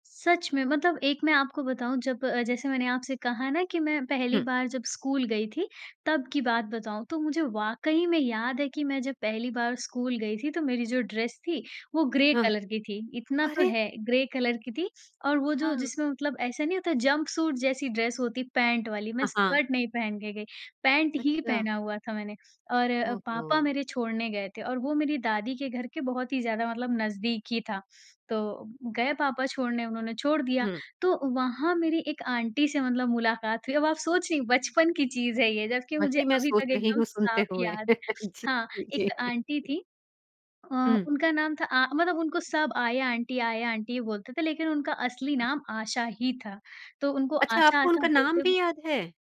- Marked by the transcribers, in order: in English: "ड्रेस"; in English: "ग्रे कलर"; in English: "ग्रे कलर"; in English: "ड्रेस"; in English: "आंटी"; chuckle; other background noise; in English: "आंटी"; in English: "आंटी"; in English: "आंटी"; other noise
- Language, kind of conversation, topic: Hindi, podcast, आपको बचपन की कौन-सी यादें आज पहले से ज़्यादा मीठी लगती हैं?
- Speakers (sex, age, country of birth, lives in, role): female, 40-44, India, India, guest; female, 50-54, India, India, host